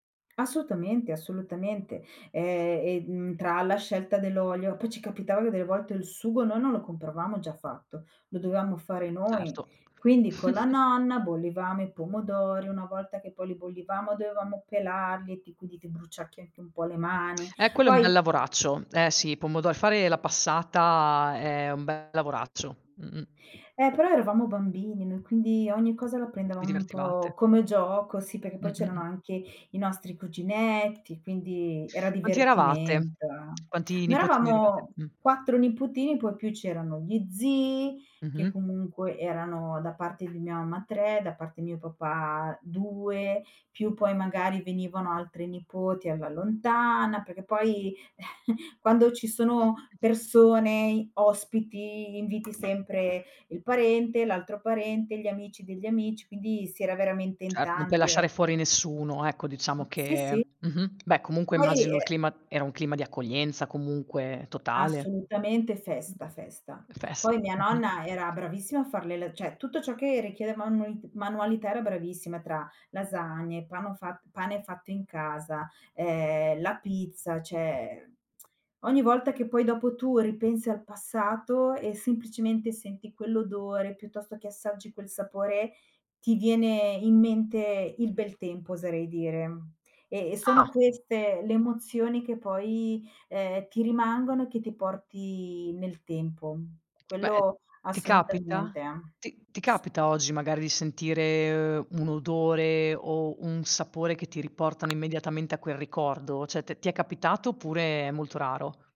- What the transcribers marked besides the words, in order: tapping; drawn out: "Ehm"; other background noise; chuckle; drawn out: "passata"; "prendevamo" said as "prendavam"; "eravate" said as "erivate"; chuckle; background speech; drawn out: "ehm"; "cioè" said as "ceh"; tsk; drawn out: "porti"; drawn out: "sentire"; "Cioè" said as "ceh"
- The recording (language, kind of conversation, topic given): Italian, podcast, Qual è un ricordo legato al cibo della tua infanzia?